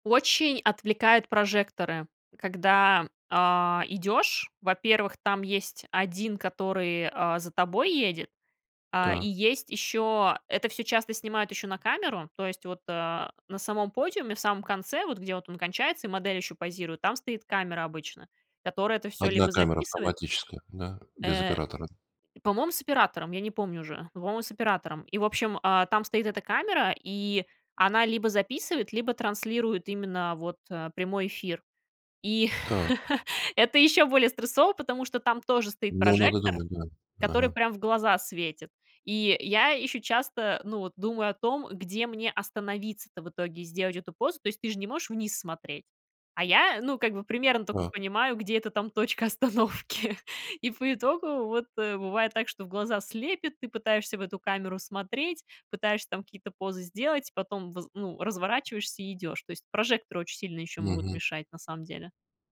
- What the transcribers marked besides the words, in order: chuckle; laughing while speaking: "остановки"
- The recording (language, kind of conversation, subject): Russian, podcast, Как справиться с волнением перед выступлением?